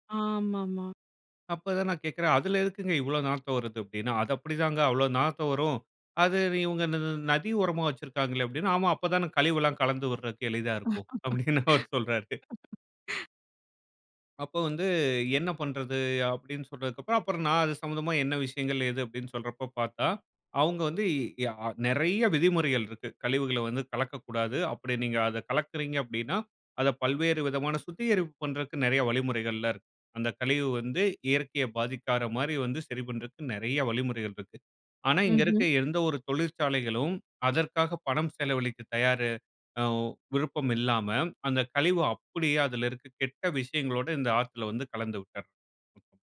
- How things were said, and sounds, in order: laughing while speaking: "அப்பிடின்னு அவரு சொல்றாரு"; other noise
- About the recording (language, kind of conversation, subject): Tamil, podcast, ஒரு நதியை ஒரே நாளில் எப்படிச் சுத்தம் செய்யத் தொடங்கலாம்?